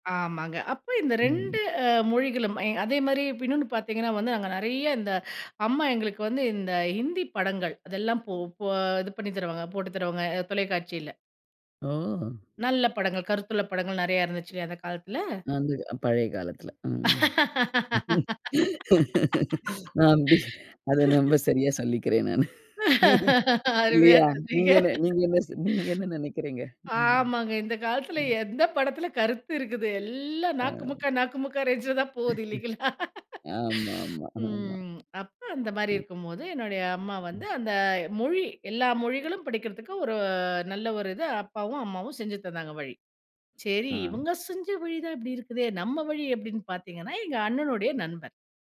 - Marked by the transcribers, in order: other background noise; drawn out: "ஓ!"; laugh; laugh; laughing while speaking: "அருமையா சொன்னீங்க. ஆமாங்க. இந்த காலத்துல … போது இல்லைங்களா? ம்"; singing: "நாக்குமுக்க நாக்குமுக்கா"; in English: "ரேஞ்ச்ல"; chuckle; other noise
- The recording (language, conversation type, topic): Tamil, podcast, வீட்டில் உங்களுக்கு மொழியும் மரபுகளும் எப்படிக் கற்பிக்கப்பட்டன?